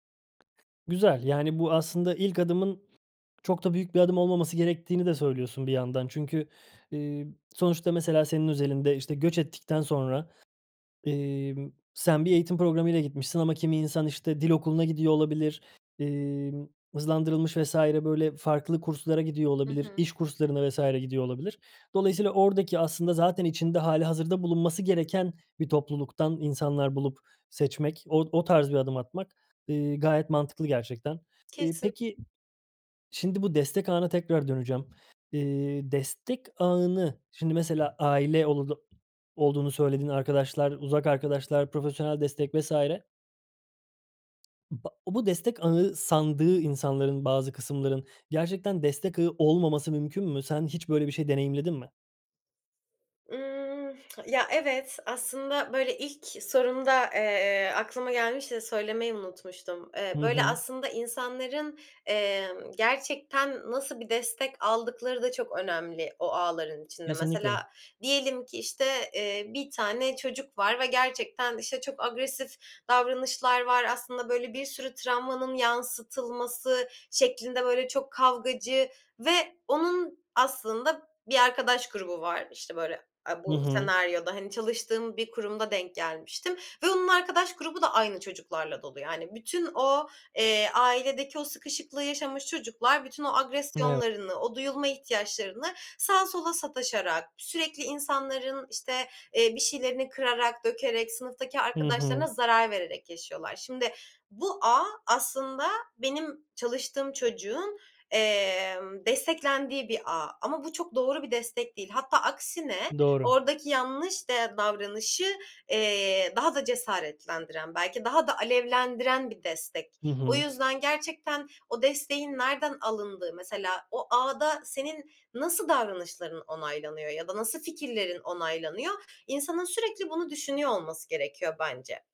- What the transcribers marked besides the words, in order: other background noise; tapping; tsk; unintelligible speech
- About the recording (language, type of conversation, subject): Turkish, podcast, Destek ağı kurmak iyileşmeyi nasıl hızlandırır ve nereden başlamalıyız?